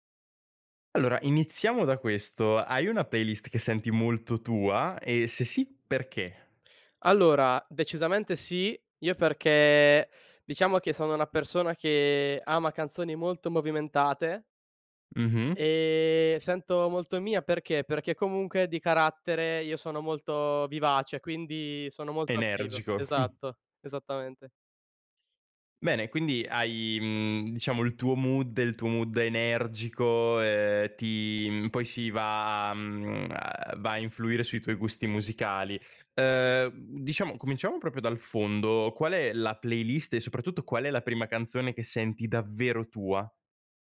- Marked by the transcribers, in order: chuckle; other background noise; in English: "mood"; in English: "mood"
- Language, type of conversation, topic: Italian, podcast, Che playlist senti davvero tua, e perché?